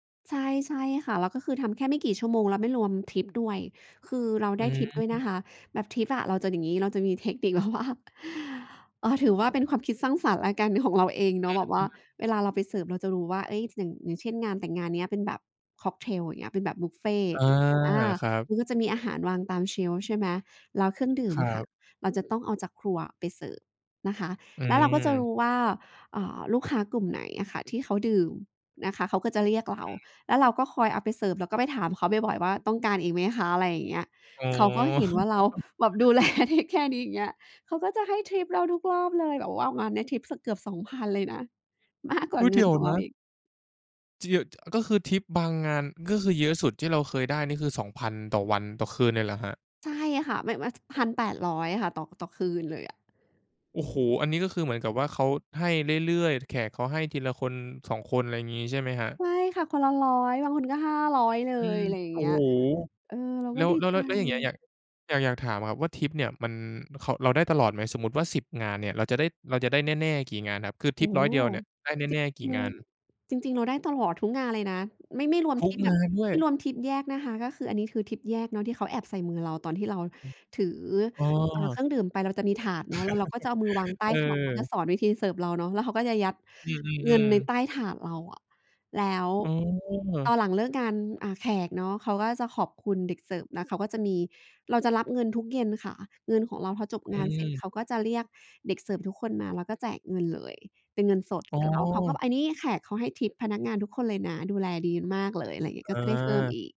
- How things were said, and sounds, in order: laughing while speaking: "แบบว่า"; in English: "เชลฟ์"; chuckle; laughing while speaking: "แล"; put-on voice: "ให้ทิปเราทุกรอบเลย"; laughing while speaking: "มาก"; chuckle
- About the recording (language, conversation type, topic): Thai, podcast, คุณจัดสมดุลระหว่างชีวิตกับงานสร้างสรรค์อย่างไร?